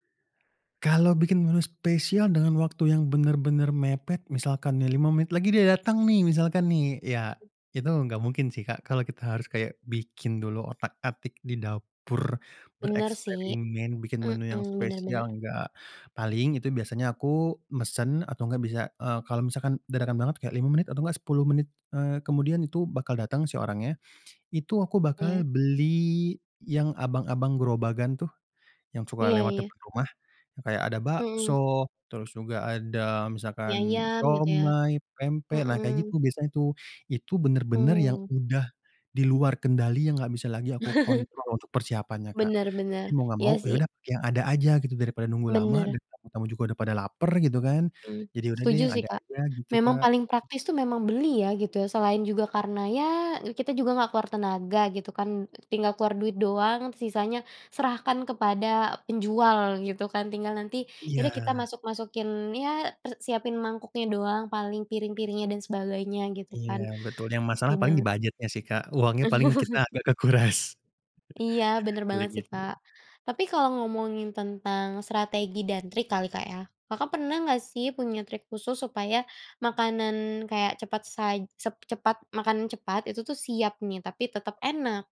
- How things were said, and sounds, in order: other background noise; chuckle; unintelligible speech; chuckle; chuckle
- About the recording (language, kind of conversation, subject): Indonesian, podcast, Bagaimana biasanya kamu menyiapkan makanan untuk tamu yang datang mendadak?